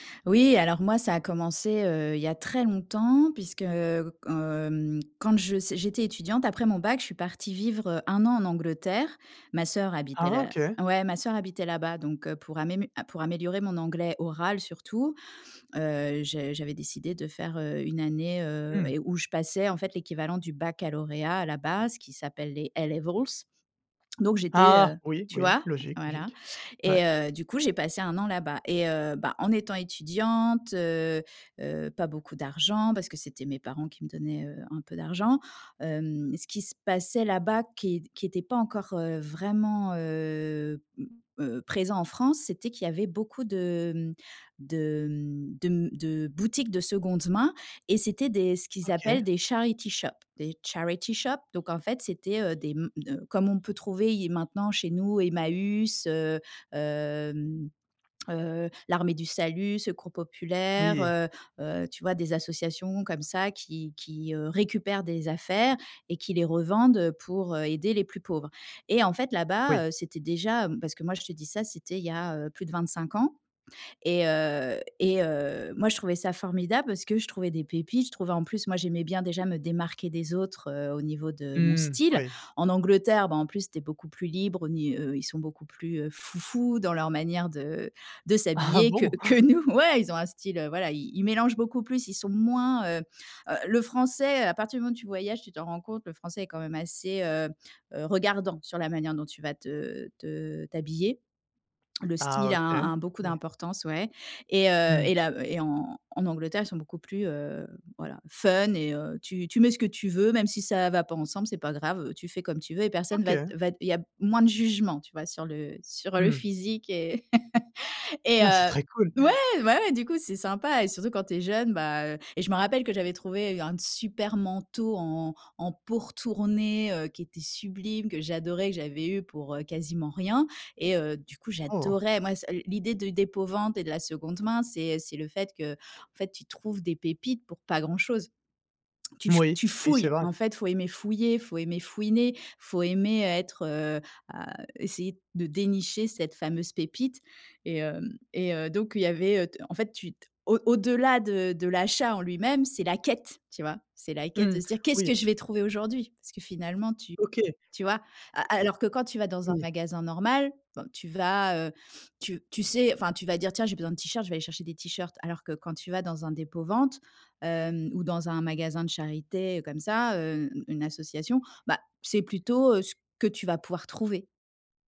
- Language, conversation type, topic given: French, podcast, Quelle est ta relation avec la seconde main ?
- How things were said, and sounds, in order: drawn out: "hem"; stressed: "oral"; put-on voice: "A Levels"; in English: "A Levels"; tapping; stressed: "Ah"; drawn out: "heu"; other background noise; stressed: "boutiques"; in English: "charity shop"; put-on voice: "charity shop"; in English: "charity shop"; drawn out: "hem"; stressed: "style"; laughing while speaking: "que nous"; chuckle; drawn out: "heu"; stressed: "quête"; stressed: "normal"; stressed: "dépôt-vente"; stressed: "bah"